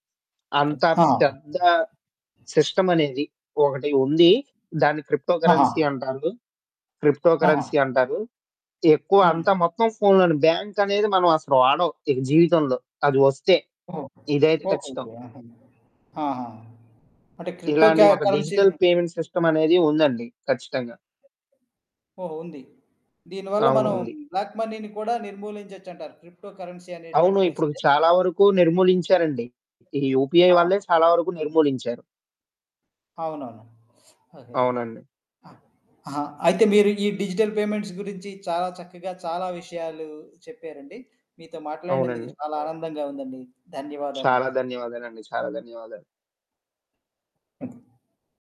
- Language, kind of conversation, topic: Telugu, podcast, డిజిటల్ చెల్లింపులు మీకు సౌకర్యంగా అనిపిస్తాయా?
- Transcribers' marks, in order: other background noise; in English: "సిస్టమ్"; in English: "క్రిప్టోకరెన్సీ"; in English: "క్రిప్టో కరెన్సీ"; in English: "బ్యాంక్"; in English: "క్రిప్టో క్యా కరెన్సీ"; in English: "డిజిటల్ పేమెంట్ సిస్టమ్"; in English: "బ్లాక్ మనీని"; in English: "క్రిప్టో కరెన్సీ"; in English: "యూపీఐ"; in English: "డిజిటల్ పేమెంట్స్"